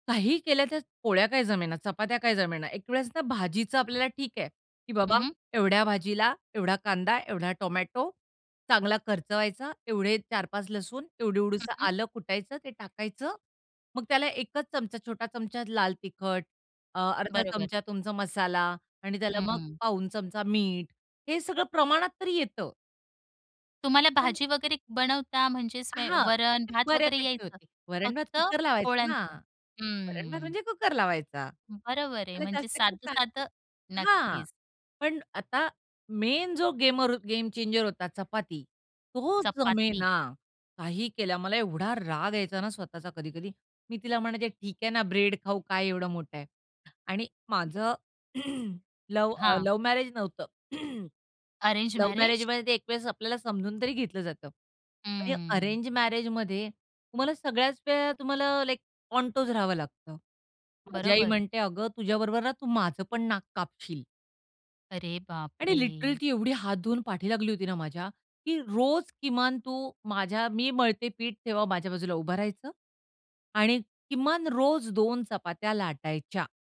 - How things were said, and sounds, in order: other background noise; unintelligible speech; in English: "गेम चेंजर"; throat clearing; in English: "लव्ह मॅरेज"; throat clearing; in English: "लव्ह मॅरेजमध्ये"; in English: "अरेंज मॅरेज?"; in English: "अरेंज मॅरेजमध्ये"; in English: "कॉन्टोज"; in English: "लिटरली"; tapping
- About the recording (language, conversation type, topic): Marathi, podcast, अपयशानंतर तुम्ही आत्मविश्वास पुन्हा कसा मिळवला?